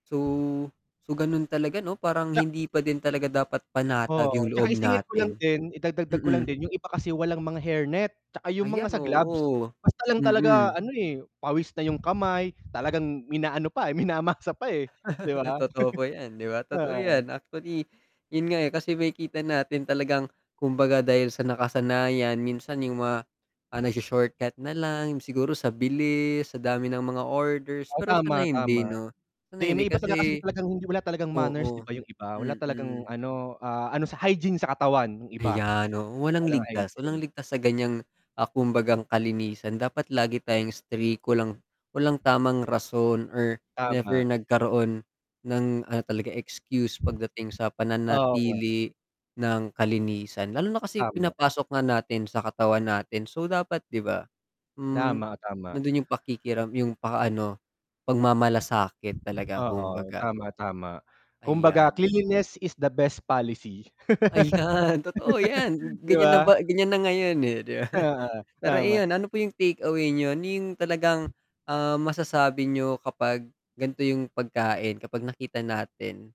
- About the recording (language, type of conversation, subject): Filipino, unstructured, Ano ang masasabi mo tungkol sa mga pagkaing hindi mukhang malinis?
- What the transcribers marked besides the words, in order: static; wind; "idadagdag" said as "idagdagdag"; tapping; background speech; chuckle; laughing while speaking: "minamasa"; chuckle; distorted speech; in English: "cleanliness is the best policy"; laughing while speaking: "Ayan"; laugh; laughing while speaking: "'di ba"